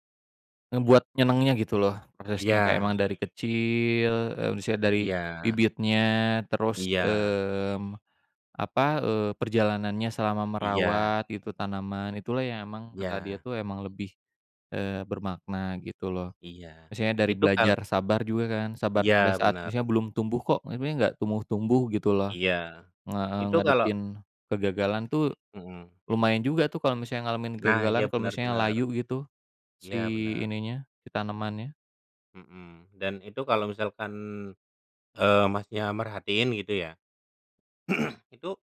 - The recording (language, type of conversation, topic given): Indonesian, unstructured, Apa hal yang paling menyenangkan menurutmu saat berkebun?
- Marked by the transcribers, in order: tapping; throat clearing